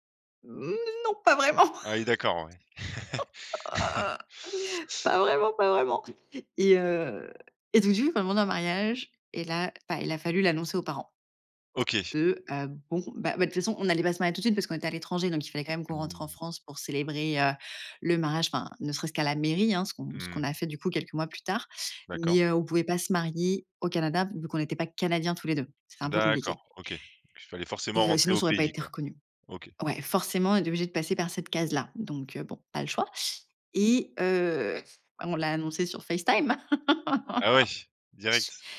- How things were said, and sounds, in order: laughing while speaking: "vraiment. Pas vraiment, pas vraiment"; laugh; giggle; "jour" said as "jur"; chuckle; other background noise; stressed: "forcément"; laugh
- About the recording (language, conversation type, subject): French, podcast, Comment présenter un nouveau partenaire à ta famille ?